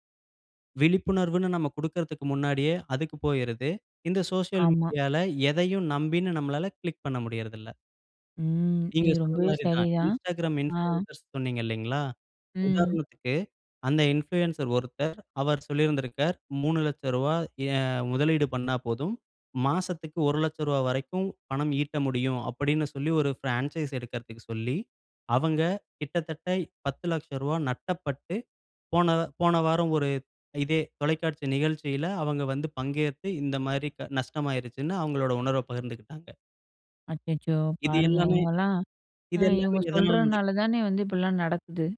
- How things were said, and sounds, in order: "நம்பி" said as "நம்பின்னு"; in English: "இன்ஃப்ளூயன்சர்"
- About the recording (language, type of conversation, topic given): Tamil, podcast, சமூக ஊடகங்களில் வரும் தகவல் உண்மையா பொய்யா என்பதை நீங்கள் எப்படிச் சரிபார்ப்பீர்கள்?